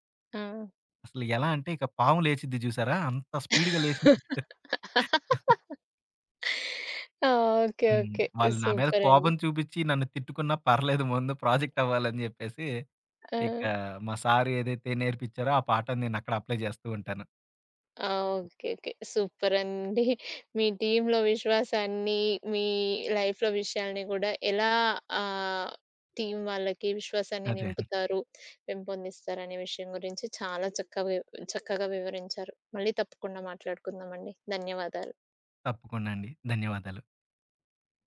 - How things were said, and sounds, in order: laugh; tapping; in English: "స్పీడ్‌గా"; laugh; in English: "సూపర్"; in English: "ప్రాజెక్ట్"; other background noise; in English: "అప్లై"; in English: "సూపర్"; in English: "టీమ్‌లో"; in English: "లైఫ్‌లో"; in English: "టీమ్"; giggle
- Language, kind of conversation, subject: Telugu, podcast, మీరు మీ టీమ్‌లో విశ్వాసాన్ని ఎలా పెంచుతారు?